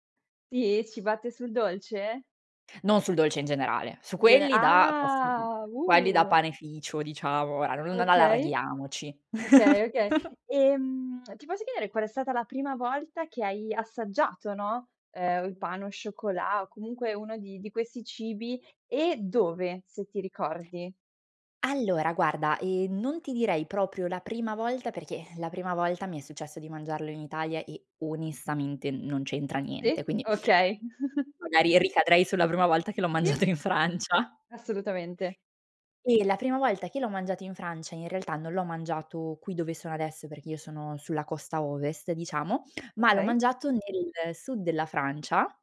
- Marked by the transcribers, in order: other background noise; drawn out: "ah, uh"; chuckle; in French: "pain au chocolat"; tapping; chuckle; laughing while speaking: "mangiato"
- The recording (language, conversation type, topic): Italian, podcast, Parlami di un cibo locale che ti ha conquistato.